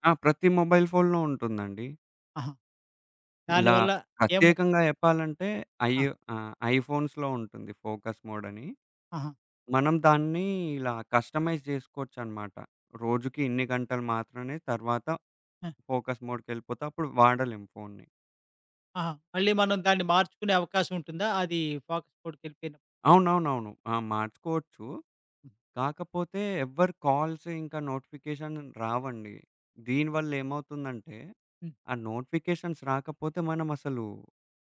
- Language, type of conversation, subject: Telugu, podcast, దృష్టి నిలబెట్టుకోవడానికి మీరు మీ ఫోన్ వినియోగాన్ని ఎలా నియంత్రిస్తారు?
- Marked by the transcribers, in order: in English: "మొబైల్ ఫోన్‌లో"; in English: "ఐఫోన్స్‌లో"; in English: "ఫోకస్ మోడ్"; in English: "కస్టమైజ్"; in English: "ఫోకస్ మోడ్‌కెళ్ళిపోతే"; in English: "ఫోకస్ మోడ్‌కెళ్ళిపోయినప్పుడు?"; in English: "కాల్స్"; in English: "నోటిఫికేషన్"; other background noise; in English: "నోటిఫికేషన్స్"